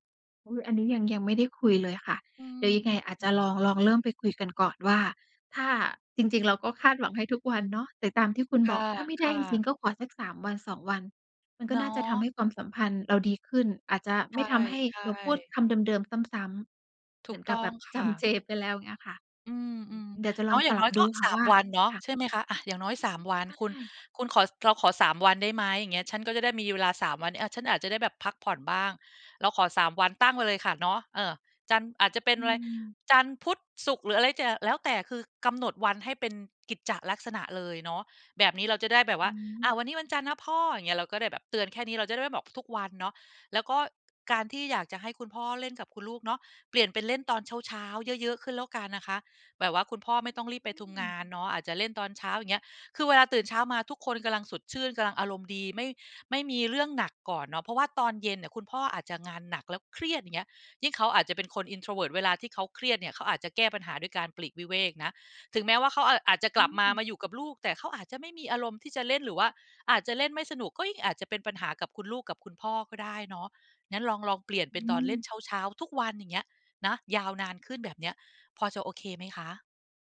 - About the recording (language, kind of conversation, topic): Thai, advice, ฉันควรจัดการอารมณ์และปฏิกิริยาที่เกิดซ้ำๆ ในความสัมพันธ์อย่างไร?
- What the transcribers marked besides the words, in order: laughing while speaking: "จําเจ"; "ทํา" said as "ทุง"; unintelligible speech